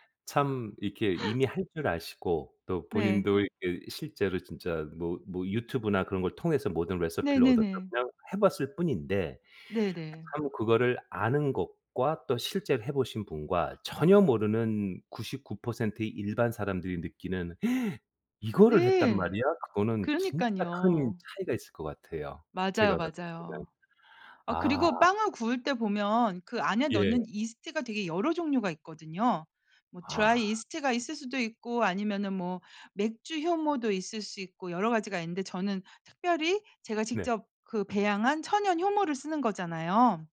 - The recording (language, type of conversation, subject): Korean, podcast, 요즘 푹 빠져 있는 취미가 무엇인가요?
- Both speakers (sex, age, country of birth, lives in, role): female, 50-54, South Korea, Italy, guest; male, 50-54, South Korea, United States, host
- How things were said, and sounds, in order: put-on voice: "레서피를"; gasp; put-on voice: "드라이"